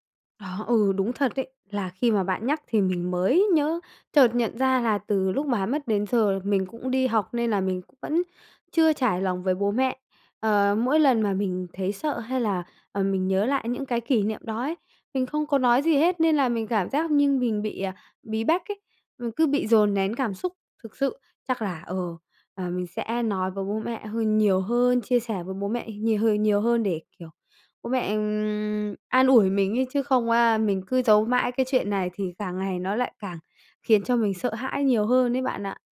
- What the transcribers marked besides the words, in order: tapping; other background noise
- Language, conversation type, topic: Vietnamese, advice, Vì sao những kỷ niệm chung cứ ám ảnh bạn mỗi ngày?